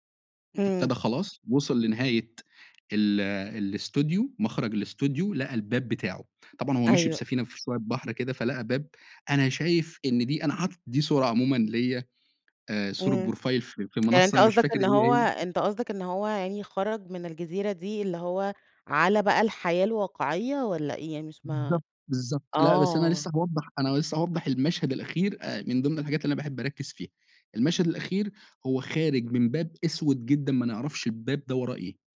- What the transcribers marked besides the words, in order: unintelligible speech; in English: "بروفايل"
- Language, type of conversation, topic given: Arabic, podcast, ما آخر فيلم أثّر فيك وليه؟